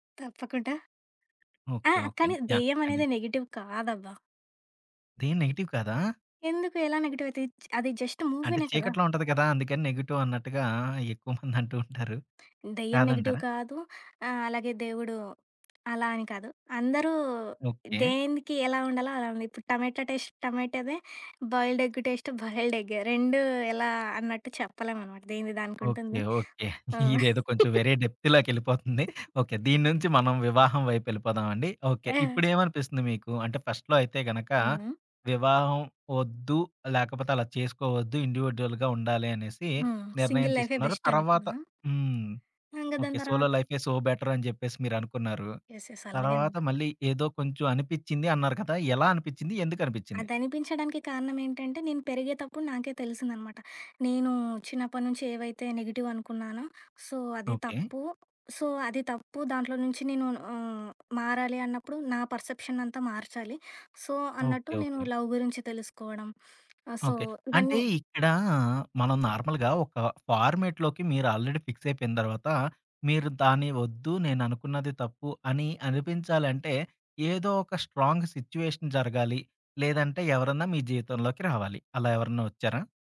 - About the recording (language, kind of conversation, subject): Telugu, podcast, వివాహం చేయాలా అనే నిర్ణయం మీరు ఎలా తీసుకుంటారు?
- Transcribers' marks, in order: other background noise; in English: "నెగిటివ్"; in English: "నెగెటివ్"; in English: "జస్ట్ మూవీనే"; laughing while speaking: "ఎక్కువ మందంటూంటారు"; in English: "నెగిటివ్"; tapping; in English: "టేస్ట్"; in English: "బాయిల్డ్"; chuckle; in English: "టేస్ట్, బాయిల్డ్"; laughing while speaking: "ఇదేదో కొంచెం వేరే డెప్త్‌లోకెళ్ళిపోతుంది"; in English: "డెప్త్‌లోకెళ్ళిపోతుంది"; chuckle; in English: "ఫస్ట్‌లో"; in English: "ఇండివిడ్యుయల్‌గా"; in English: "సింగిల్"; in English: "సోలో లైఫే సో"; in English: "యెస్. యెస్"; in English: "సో"; in English: "సో"; in English: "సో"; in English: "లవ్"; in English: "సో"; in English: "నార్మల్‌గా"; in English: "ఫార్మాట్‌లోకి"; in English: "ఆల్రెడి"; in English: "స్ట్రాంగ్ సిచ్యూ‌వేషన్"